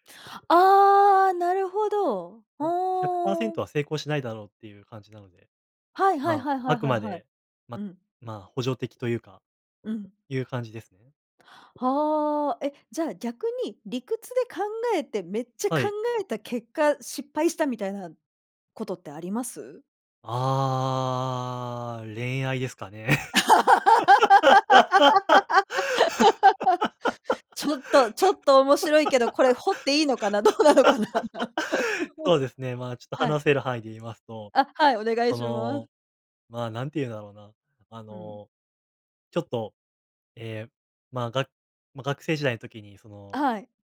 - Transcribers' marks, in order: drawn out: "ああ"; laugh; laughing while speaking: "ちょっと ちょっと面白いけどこ … なのかな。はい"; laugh
- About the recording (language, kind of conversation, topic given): Japanese, podcast, 直感と理屈、どちらを信じますか？